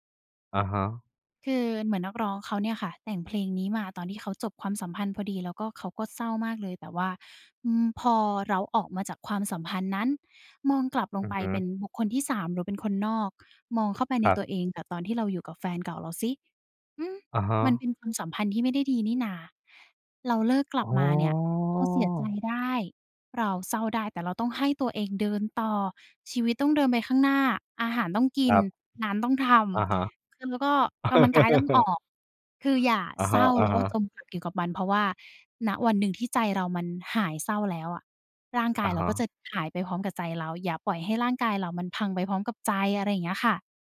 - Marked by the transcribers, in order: drawn out: "อ๋อ"; laugh
- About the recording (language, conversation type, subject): Thai, podcast, เพลงไหนที่เป็นเพลงประกอบชีวิตของคุณในตอนนี้?